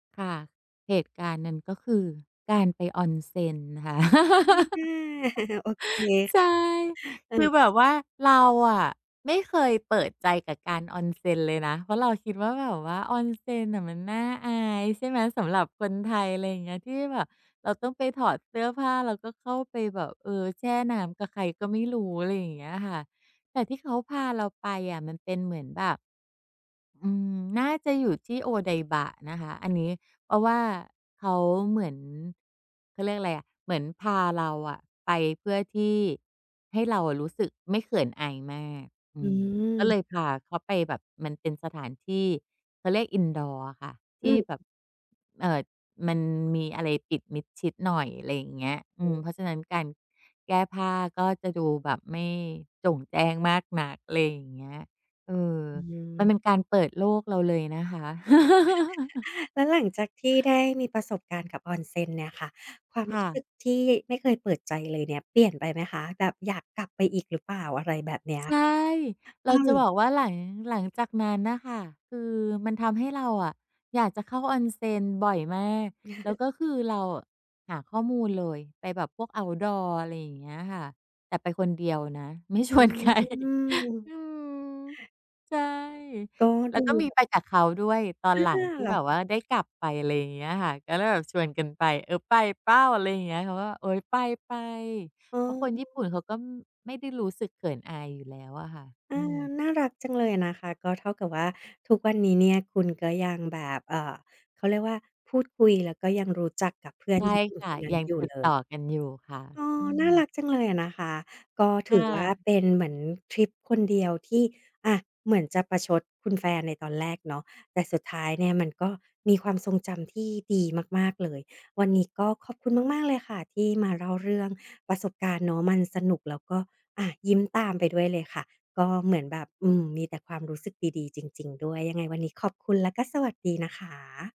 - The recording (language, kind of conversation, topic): Thai, podcast, คุณเคยมีทริปเที่ยวคนเดียวที่มีความหมายกับคุณไหม?
- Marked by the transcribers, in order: laugh; other background noise; laugh; tapping; in English: "indoor"; laugh; chuckle; in English: "Outdoor"; laughing while speaking: "ใคร"; drawn out: "อืม"